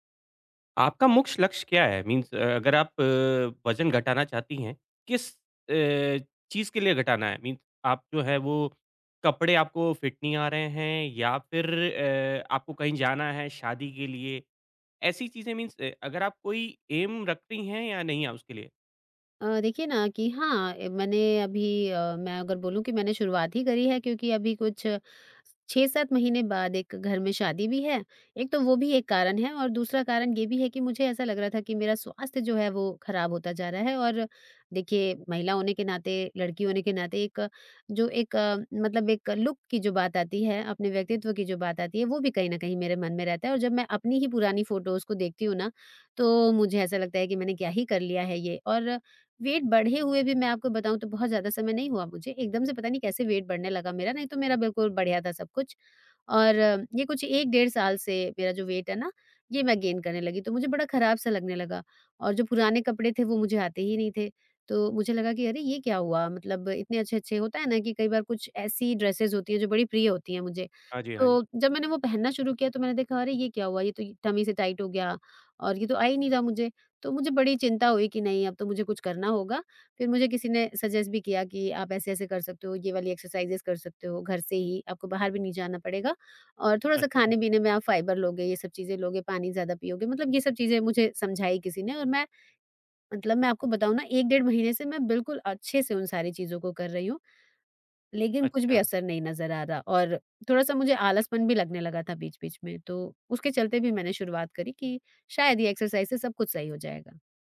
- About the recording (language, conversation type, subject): Hindi, advice, कसरत के बाद प्रगति न दिखने पर निराशा
- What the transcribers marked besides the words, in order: "मुख्य" said as "मुक्श"; in English: "मीन्स"; tapping; in English: "मीन"; in English: "फिट"; in English: "मीन्स"; in English: "ऐम"; in English: "लुक"; in English: "फ़ोटोस"; in English: "वेट"; in English: "वेट"; in English: "वेट"; in English: "गेन"; in English: "ड्रेसेस"; in English: "टम्मी"; in English: "टाइट"; in English: "सजेस्ट"; in English: "एक्सरसाइज़ेज़"; in English: "एक्सरसाइज़"